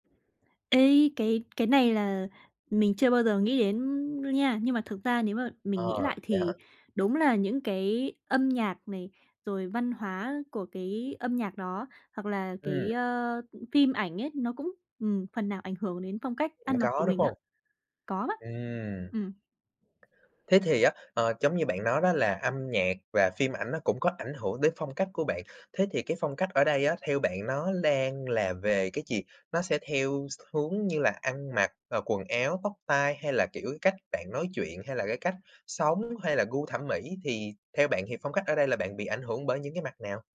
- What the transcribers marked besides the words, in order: tapping
- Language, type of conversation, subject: Vietnamese, podcast, Âm nhạc hay phim ảnh ảnh hưởng đến phong cách của bạn như thế nào?
- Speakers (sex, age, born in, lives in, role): female, 20-24, Vietnam, France, guest; male, 20-24, Vietnam, Vietnam, host